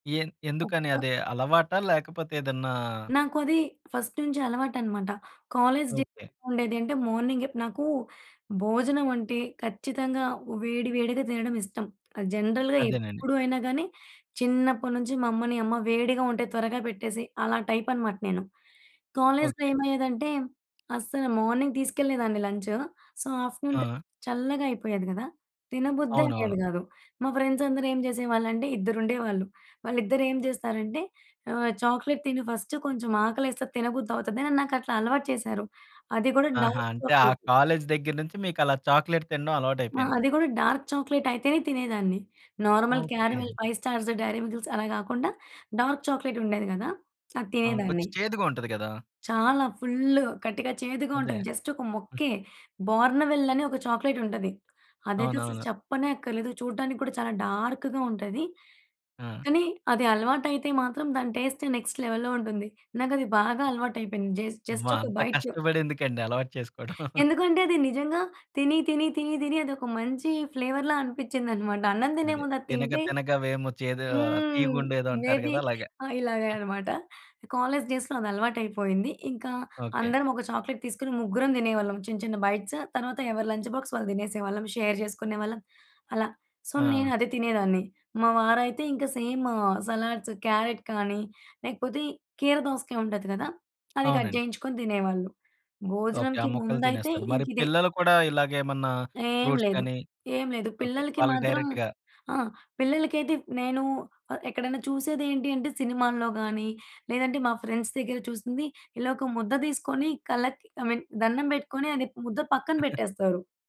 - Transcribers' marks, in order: other noise; in English: "ఫస్ట్"; in English: "కాలేజ్ డేస్‌లో"; in English: "జనరల్‌గా"; in English: "టైప్"; in English: "కాలేజ్‌లో"; in English: "మార్నింగ్"; in English: "సో, ఆఫ్టర్‌నూన్‌కది"; in English: "ఫ్రెండ్స్"; in English: "చాక్లెట్"; in English: "డార్క్ చాక్లెట్"; in English: "కాలేజ్"; in English: "చాక్లేట్"; in English: "డార్క్ చాక్లెట్"; in English: "నార్మల్ క్యారమెల్, ఫైవ్ స్టార్స్, డైరీ మిల్‌కిల్స్"; in English: "డార్క్ చాక్లేట్"; in English: "జస్ట్"; in English: "బార్న్‌వెల్"; in English: "డార్క్‌గా"; in English: "టేస్ట్ నెక్స్ట్ లెవెల్‌లో"; tapping; in English: "జస్ట్"; chuckle; in English: "ఫ్లేవర్‌లా"; laughing while speaking: "మేబీ ఆ! ఇలాగే అనమాట"; in English: "మేబీ"; in English: "కాలేజ్ డేస్‌లో"; other background noise; in English: "చాక్లెట్"; in English: "బైట్స్"; in English: "లంచ్ బాక్స్"; in English: "షేర్"; in English: "సో"; in English: "సేమ్ సలాడ్స్, క్యారెట్"; in English: "కట్"; in English: "ఫ్రూట్స్"; in English: "డైరెక్ట్‌గా"; in English: "ఫ్రెండ్స్"; in English: "ఐ మీన్"; chuckle
- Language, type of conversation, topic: Telugu, podcast, మీ ఇంట్లో భోజనం మొదలయ్యే ముందు సాధారణంగా మీరు ఏమి చేస్తారు?